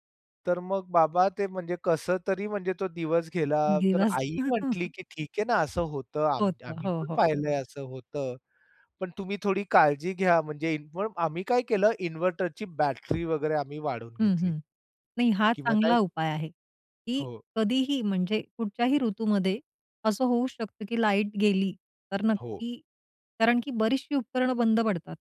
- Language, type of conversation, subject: Marathi, podcast, हंगाम बदलला की तुम्ही घराची तयारी कशी करता आणि तुमच्याकडे त्यासाठी काही पारंपरिक सवयी आहेत का?
- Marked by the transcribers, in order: chuckle; tapping